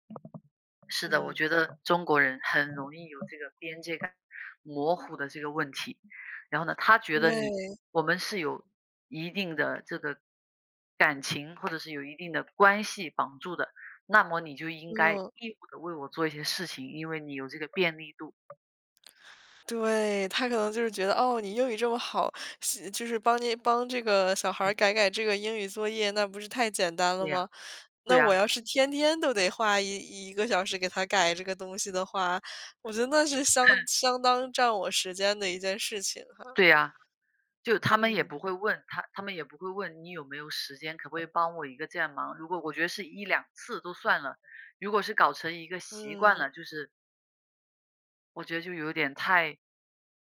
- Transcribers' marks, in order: tapping; other background noise; laugh
- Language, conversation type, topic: Chinese, unstructured, 朋友之间如何保持长久的友谊？